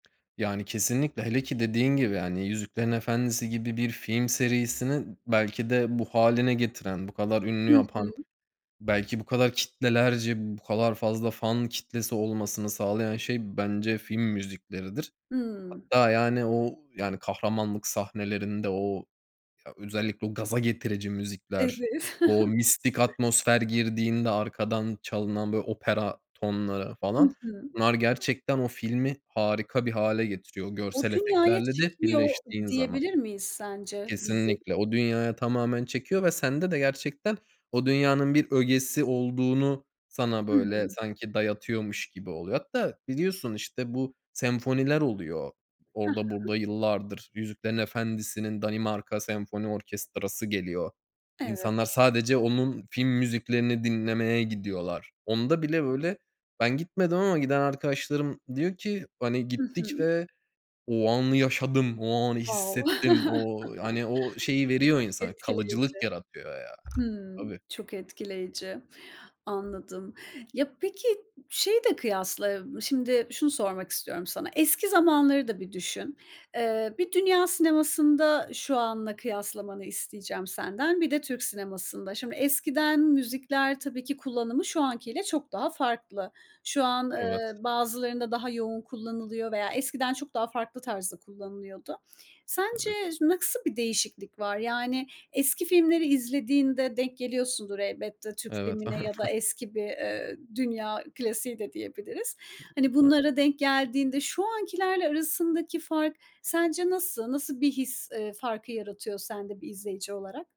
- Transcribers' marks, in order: laughing while speaking: "Evet"; chuckle; put-on voice: "o anı yaşadım, o anı hissettim"; in English: "Wow"; chuckle; tapping; chuckle; unintelligible speech
- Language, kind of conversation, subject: Turkish, podcast, Film müzikleri bir filmi nasıl değiştirir, örnek verebilir misin?